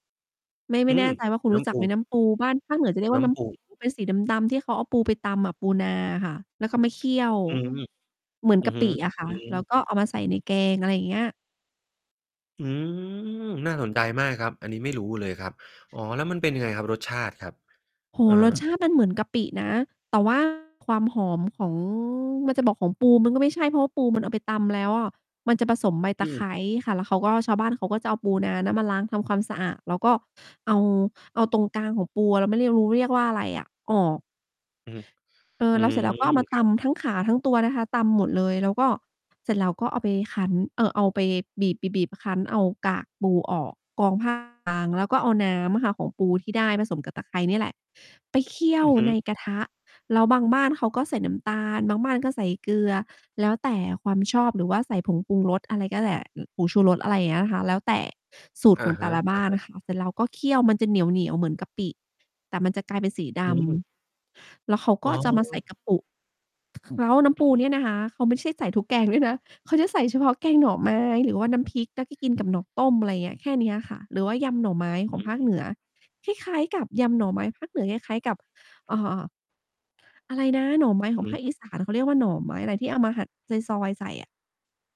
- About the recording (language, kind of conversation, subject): Thai, advice, คุณคิดถึงบ้านหลังจากย้ายไปอยู่ไกลแค่ไหน?
- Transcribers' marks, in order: static; distorted speech; tapping; drawn out: "อืม"; mechanical hum; laughing while speaking: "ด้วยนะ"; other noise